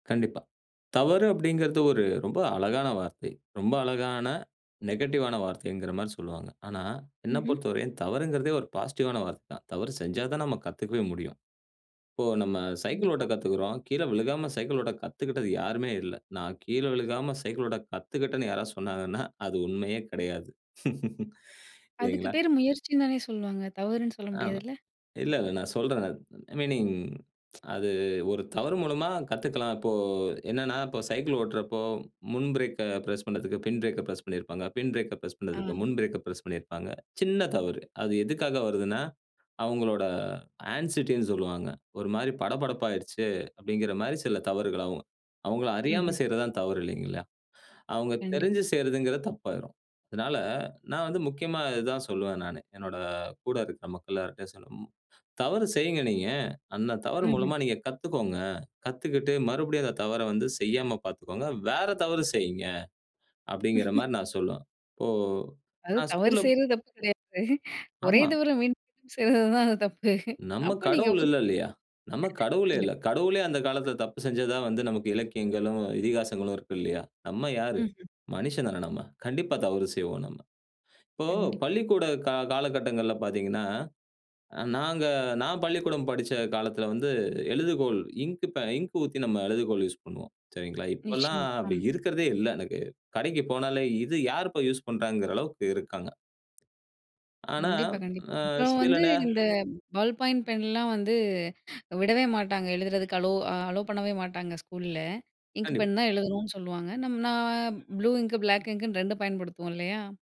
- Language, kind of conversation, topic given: Tamil, podcast, ஒரே மாதிரியான தவறுகளை மீண்டும் செய்யாமல் இருக்க, நீங்கள் என்ன மாற்றங்களைச் செய்தீர்கள்?
- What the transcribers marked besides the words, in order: in English: "நெகட்டிவ்வான"; in English: "பாசிட்டிவ்வான"; laugh; in English: "ஐ மீனிங்"; tsk; in English: "பிரஸ்"; in English: "பிரஸ்"; in English: "பிரஸ்"; in English: "பிரஸ்"; in English: "ஆன்சிட்டி"; chuckle; laughing while speaking: "அது தவறு செய்றது தப்பு கிடையாது … அப்ப நீங்க ஒத்"; unintelligible speech; other noise; in English: "யூஸ்"; in English: "யூஸ்"; in English: "பல் பாயிண்ட்"; other street noise; in English: "அலோ, அலோ"